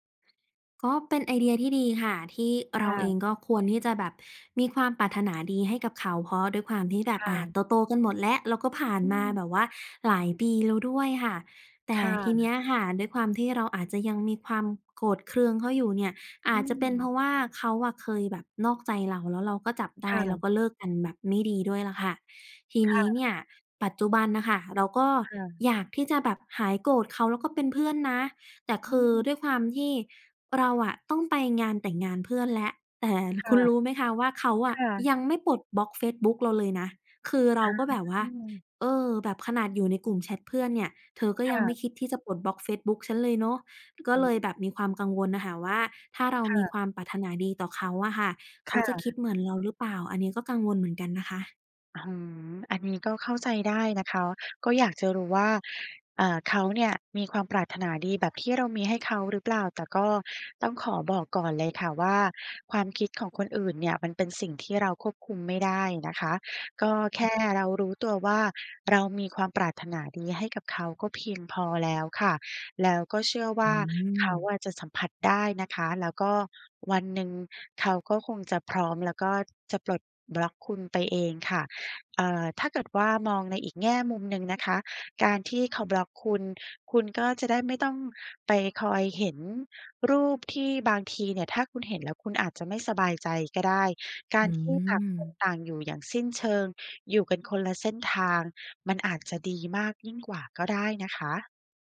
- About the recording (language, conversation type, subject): Thai, advice, อยากเป็นเพื่อนกับแฟนเก่า แต่ยังทำใจไม่ได้ ควรทำอย่างไร?
- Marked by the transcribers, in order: "เคือง" said as "เครือง"; laughing while speaking: "แต่"; unintelligible speech; tapping